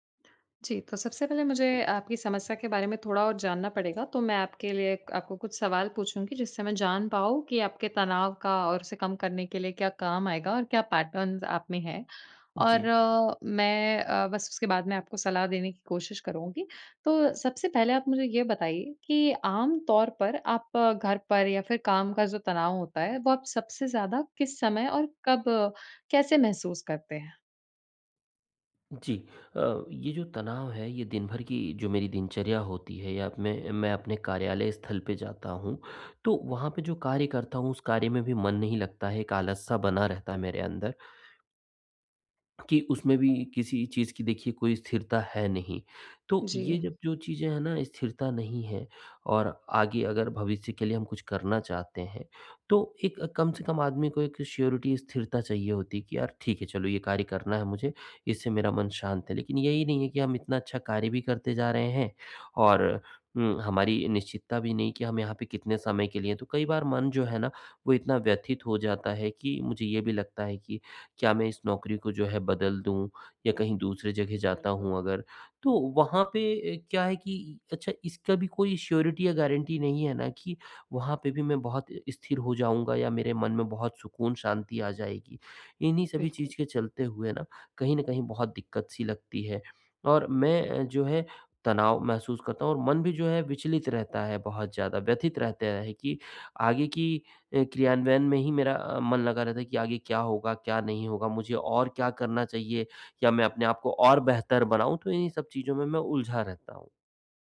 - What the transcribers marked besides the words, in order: in English: "पैटर्न"; in English: "श्योरिटी"; in English: "श्योरिटी"
- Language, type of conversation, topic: Hindi, advice, मैं घर पर आराम करके अपना तनाव कैसे कम करूँ?